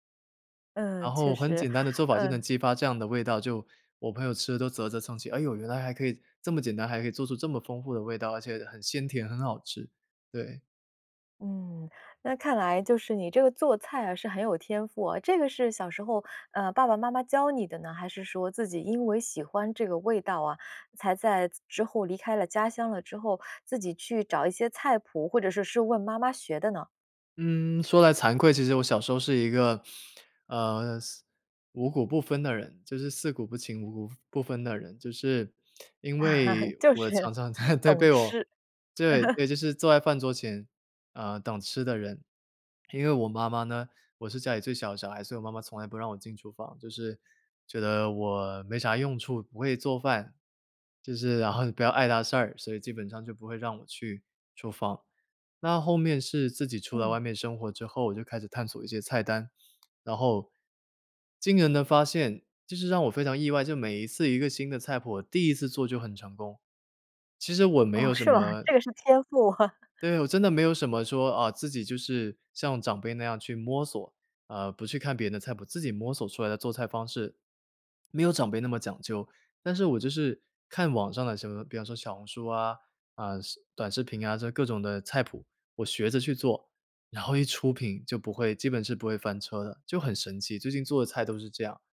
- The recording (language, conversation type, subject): Chinese, podcast, 吃到一口熟悉的味道时，你会想起哪些记忆？
- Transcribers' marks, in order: chuckle; laughing while speaking: "在 在"; chuckle; other background noise; chuckle